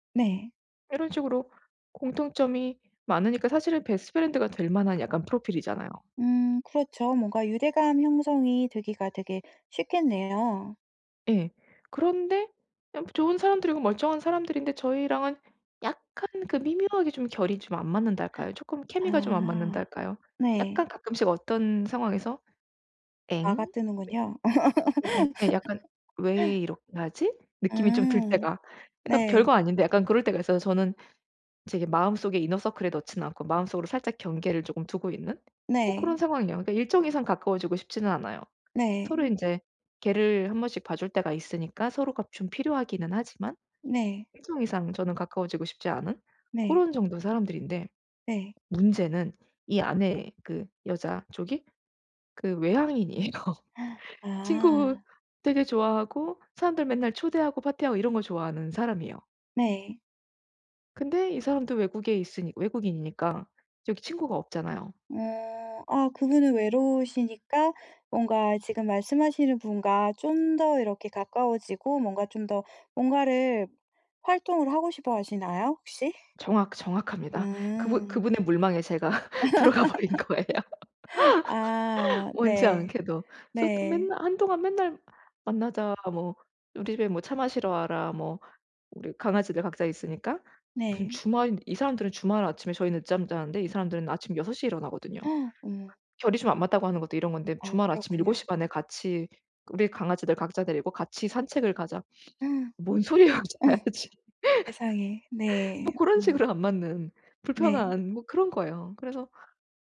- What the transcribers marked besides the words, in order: other background noise; gasp; laugh; in English: "이너서클에"; tapping; laughing while speaking: "외향인이에요"; gasp; laugh; laughing while speaking: "들어가 버린 거예요"; laugh; gasp; gasp; laughing while speaking: "자야지"; laugh
- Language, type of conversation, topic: Korean, advice, 파티나 친구 모임에서 자주 느끼는 사회적 불편함을 어떻게 관리하면 좋을까요?